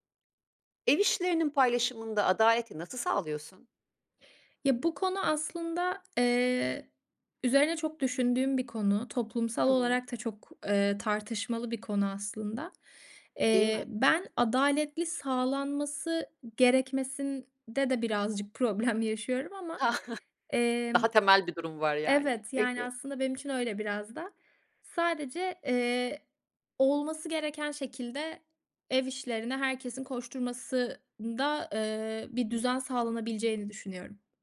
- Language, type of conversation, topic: Turkish, podcast, Ev işleri paylaşımında adaleti nasıl sağlarsınız?
- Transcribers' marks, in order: tapping; other background noise; chuckle